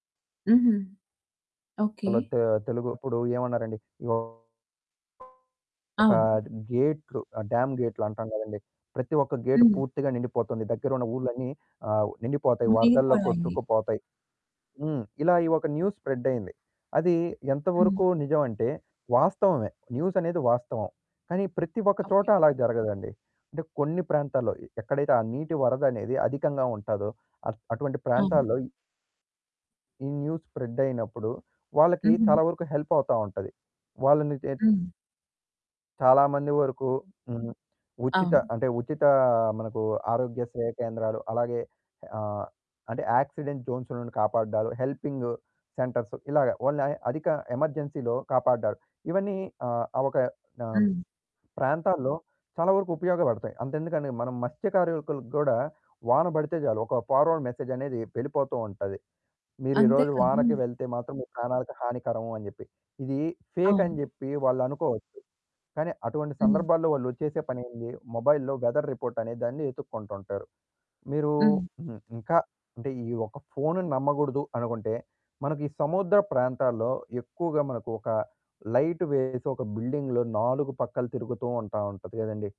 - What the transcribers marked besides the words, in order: distorted speech; in English: "డ్యామ్"; in English: "గేట్"; in English: "న్యూస్ స్ప్రెడ్"; in English: "న్యూస్"; in English: "న్యూస్ స్ప్రెడ్"; in English: "హెల్ప్"; in English: "యాక్సిడెంట్ జోన్స్"; in English: "హెల్పింగ్ సెంటర్స్"; in English: "ఓన్లీ"; in English: "ఎమర్జెన్సీ‌లో"; "కాపాడారు" said as "కాపాడ్డారు"; "మత్స్యకారులకు" said as "మత్స్యకార్యకులకు"; in English: "ఫార్వర్డ్ మెసేజ్"; in English: "ఫేక్"; in English: "మొబైల్‌లో వెదర్ రిపోర్ట్"; in English: "లైట్"; in English: "బిల్డింగ్‌లో"
- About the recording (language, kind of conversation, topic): Telugu, podcast, మీకు నిజంగా ఏ సమాచారం అవసరమో మీరు ఎలా నిర్ణయిస్తారు?